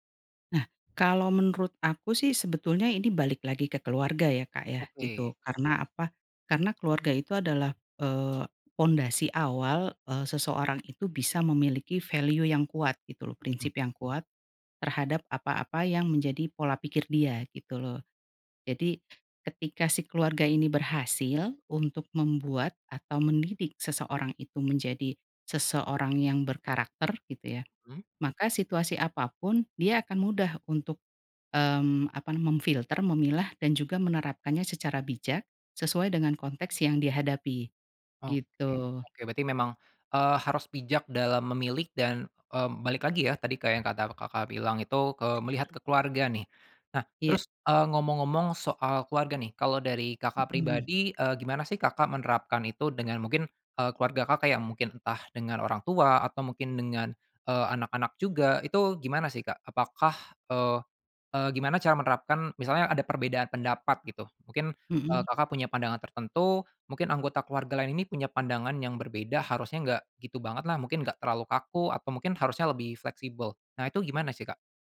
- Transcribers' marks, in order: other background noise; in English: "value"; tapping
- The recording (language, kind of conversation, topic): Indonesian, podcast, Bagaimana kamu menyeimbangkan nilai-nilai tradisional dengan gaya hidup kekinian?